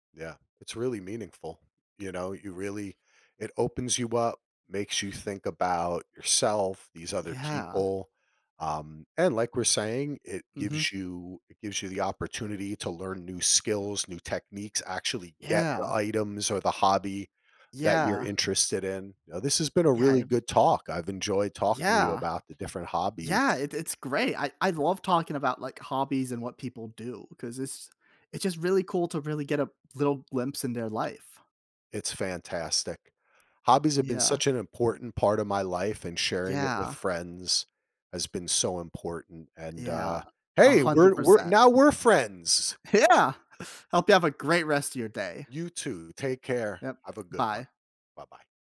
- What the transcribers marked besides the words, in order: laughing while speaking: "Yeah!"; tapping
- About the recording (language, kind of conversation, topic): English, unstructured, How does sharing a hobby with friends change the experience?
- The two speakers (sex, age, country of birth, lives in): male, 25-29, United States, United States; male, 50-54, United States, United States